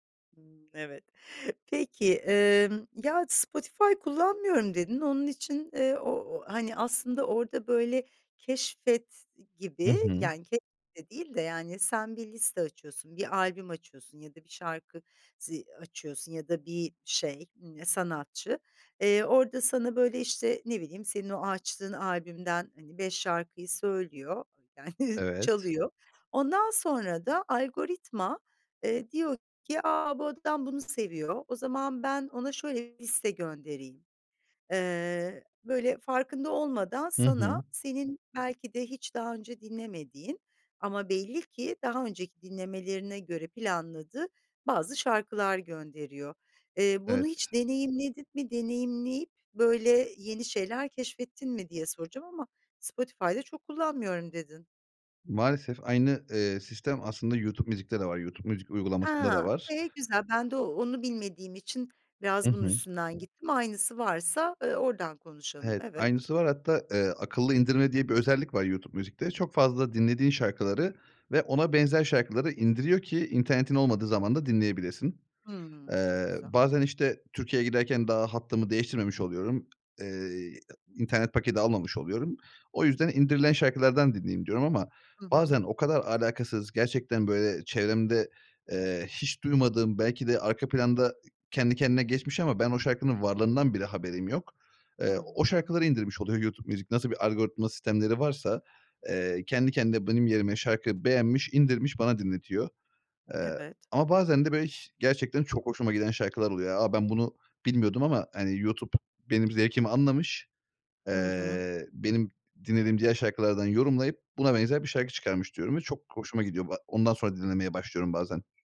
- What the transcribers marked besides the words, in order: chuckle; tapping
- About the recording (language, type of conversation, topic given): Turkish, podcast, İki farklı müzik zevkini ortak bir çalma listesinde nasıl dengelersin?